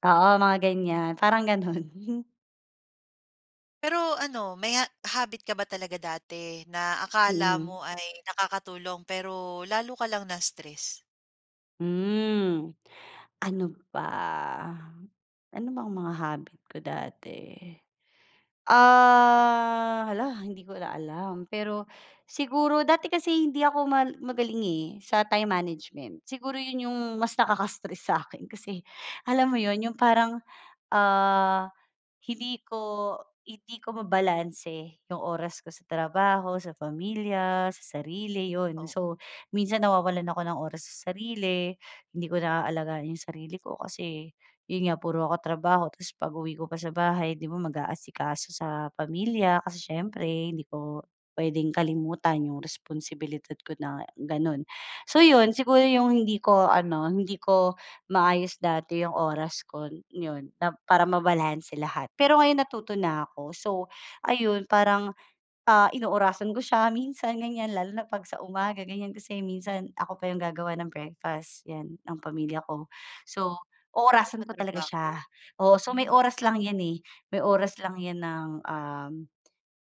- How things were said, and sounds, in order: laugh
- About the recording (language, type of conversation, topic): Filipino, podcast, Anong simpleng gawi ang inampon mo para hindi ka maubos sa pagod?